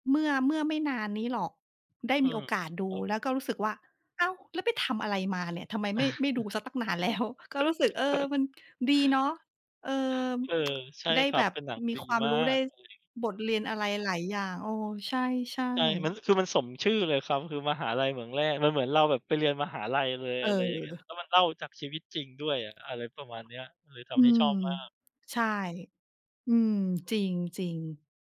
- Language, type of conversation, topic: Thai, unstructured, ภาพยนตร์เรื่องโปรดของคุณสอนอะไรคุณบ้าง?
- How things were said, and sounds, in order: chuckle; laughing while speaking: "แล้ว"; tapping; lip smack; stressed: "มาก"; lip smack; other background noise